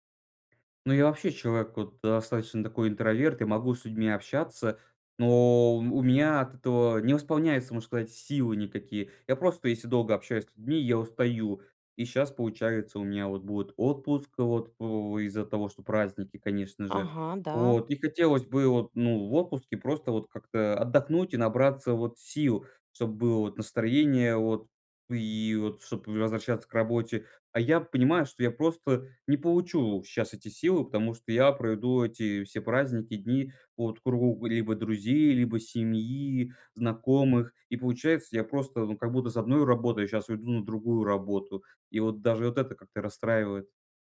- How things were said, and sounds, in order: tapping
- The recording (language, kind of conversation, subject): Russian, advice, Как наслаждаться праздниками, если ощущается социальная усталость?